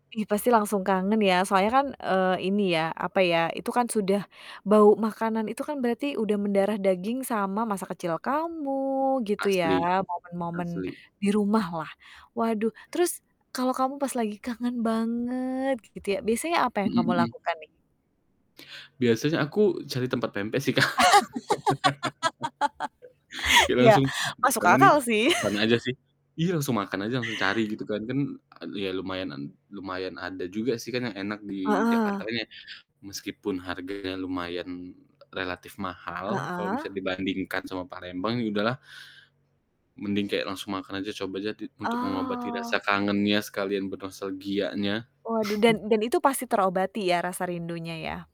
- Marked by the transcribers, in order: static; other background noise; distorted speech; laugh; laughing while speaking: "Kak"; laugh; chuckle; chuckle
- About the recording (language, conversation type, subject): Indonesian, podcast, Pernahkah kamu tiba-tiba merasa nostalgia karena bau, lagu, atau iklan tertentu?